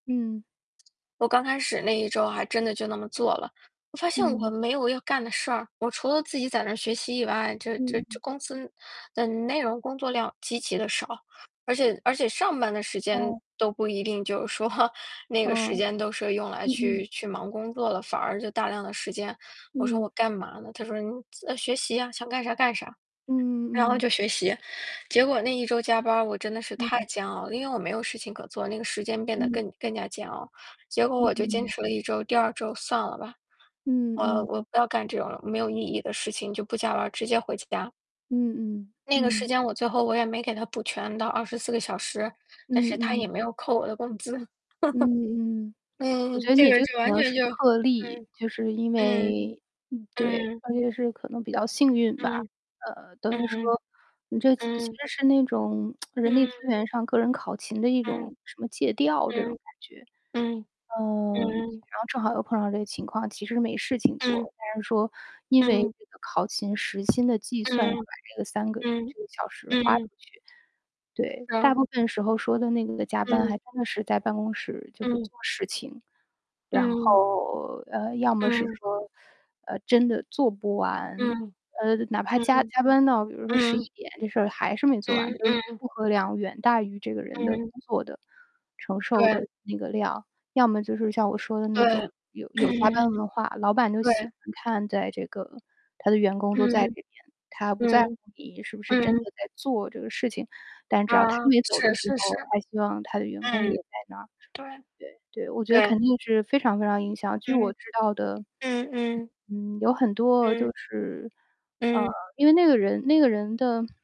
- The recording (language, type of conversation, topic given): Chinese, unstructured, 加班文化会毁掉生活吗？
- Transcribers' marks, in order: other background noise; laughing while speaking: "说"; distorted speech; laugh; tsk; throat clearing